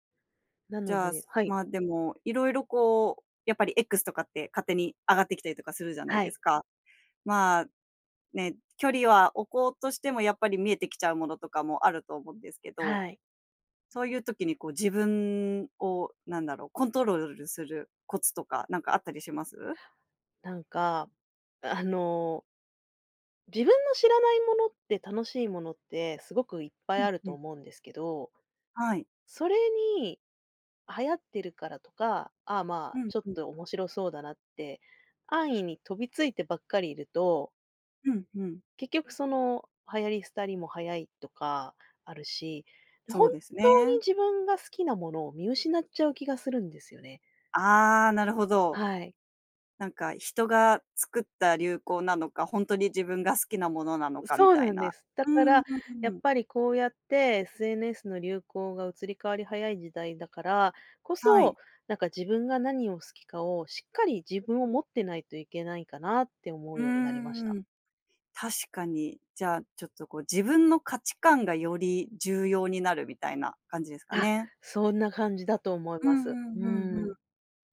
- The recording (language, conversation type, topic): Japanese, podcast, 普段、SNSの流行にどれくらい影響されますか？
- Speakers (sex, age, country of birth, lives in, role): female, 30-34, Japan, Japan, host; female, 40-44, Japan, Japan, guest
- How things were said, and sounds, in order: "コントロール" said as "コントロルル"